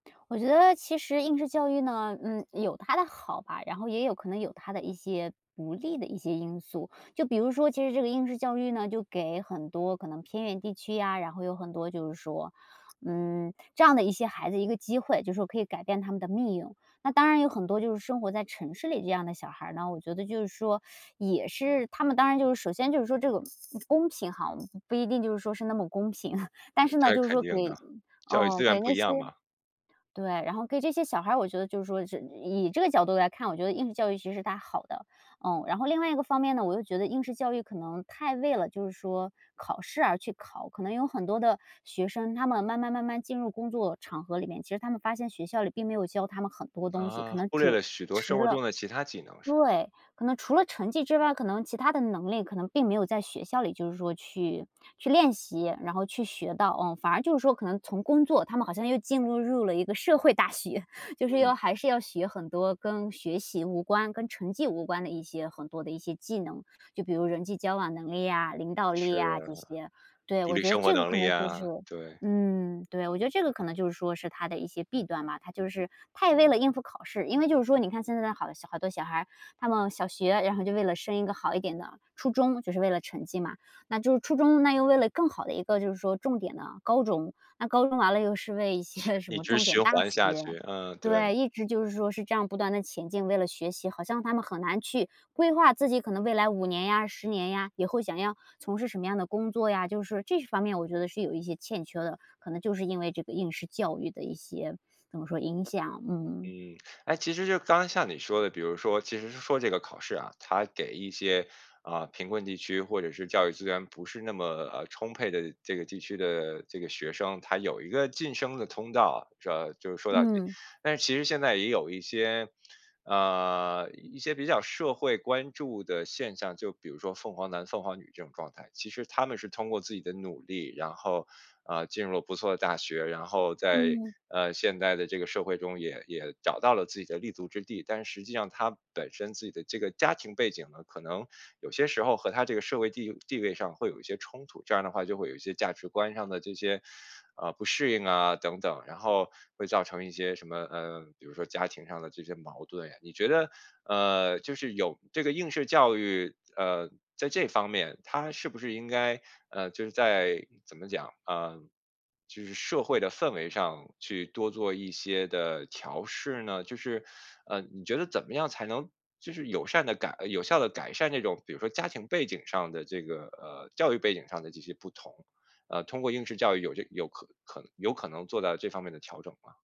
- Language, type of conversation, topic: Chinese, podcast, 你怎么看待当前的应试教育现象？
- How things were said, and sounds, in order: other background noise; teeth sucking; laugh; laughing while speaking: "大学"; laughing while speaking: "一些"; teeth sucking